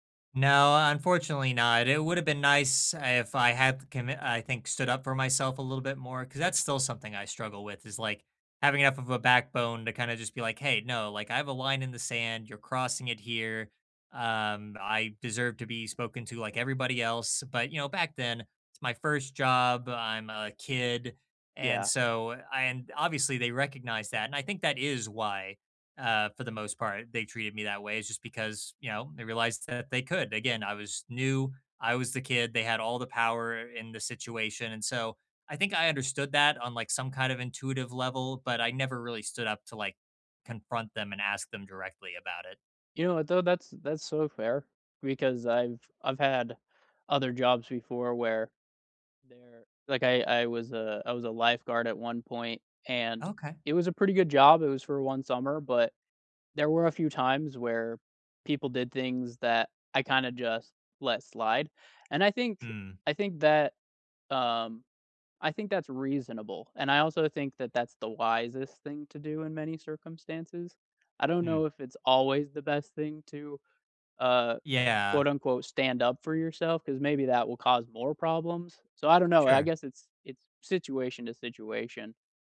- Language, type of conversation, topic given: English, unstructured, What has your experience been with unfair treatment at work?
- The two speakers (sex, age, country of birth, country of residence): male, 30-34, United States, United States; male, 30-34, United States, United States
- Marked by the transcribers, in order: none